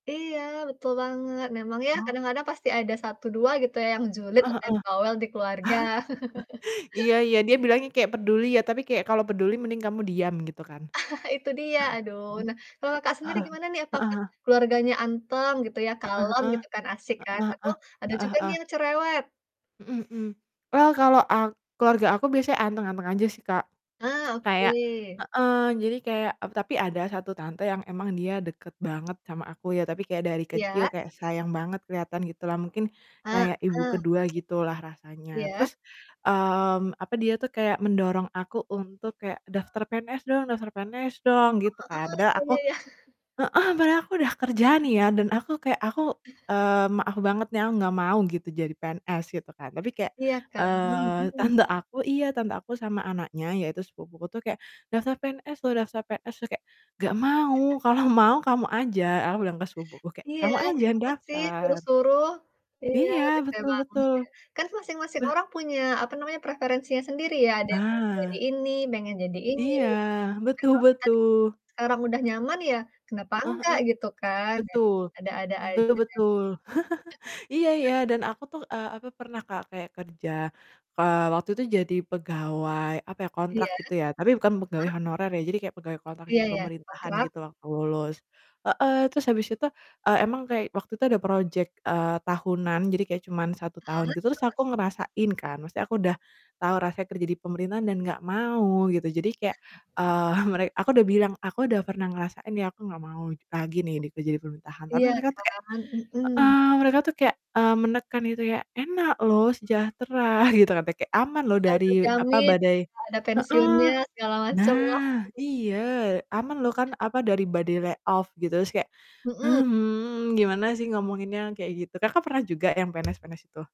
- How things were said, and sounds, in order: distorted speech; laugh; laugh; other background noise; chuckle; in English: "Well"; tsk; chuckle; chuckle; laughing while speaking: "tante"; chuckle; laughing while speaking: "kalau"; chuckle; chuckle; in English: "project"; chuckle; laughing while speaking: "gitu"; chuckle; in English: "lay off"; tapping
- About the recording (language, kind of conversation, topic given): Indonesian, unstructured, Bagaimana cara kamu menghadapi anggota keluarga yang terus-menerus mengkritik?